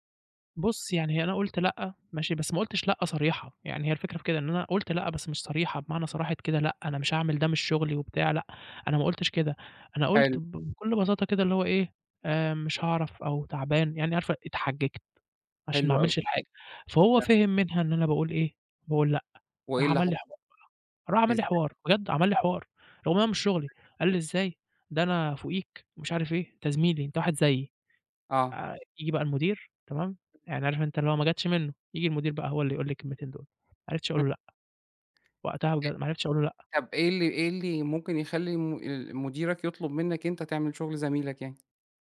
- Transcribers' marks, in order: unintelligible speech
- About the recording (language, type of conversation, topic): Arabic, advice, إزاي أقدر أقول لا لزمايلي من غير ما أحس بالذنب؟